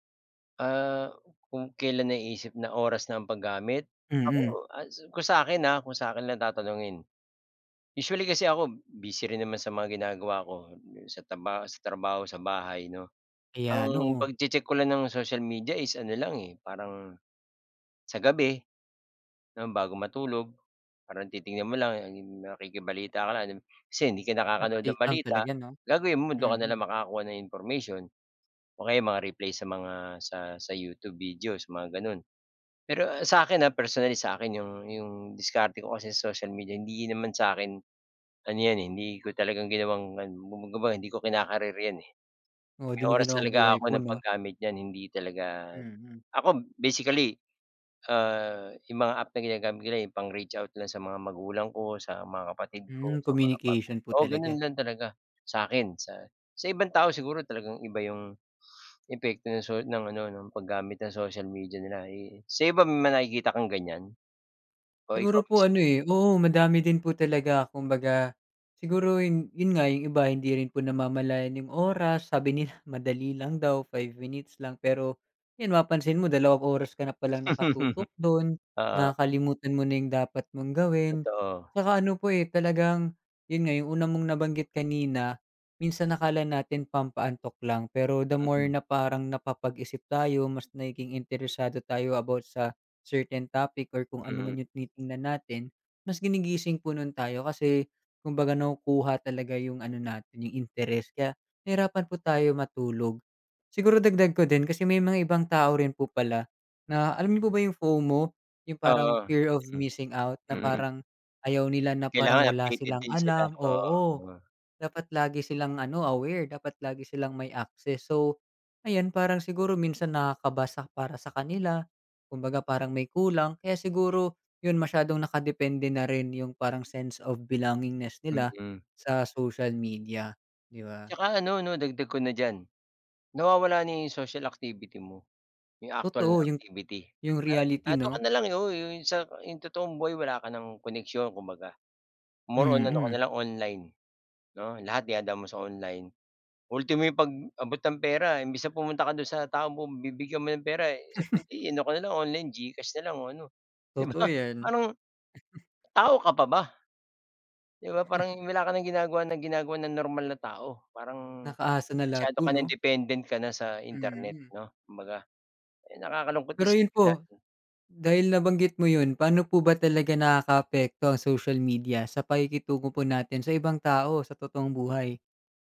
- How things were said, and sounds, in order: tapping; other background noise; dog barking; sniff; laughing while speaking: "nila"; chuckle; in English: "fear of missing out"; in English: "sense of belongingness"; chuckle; laughing while speaking: "'di ba?"; chuckle; chuckle
- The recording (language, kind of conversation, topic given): Filipino, unstructured, Ano ang palagay mo sa labis na paggamit ng midyang panlipunan bilang libangan?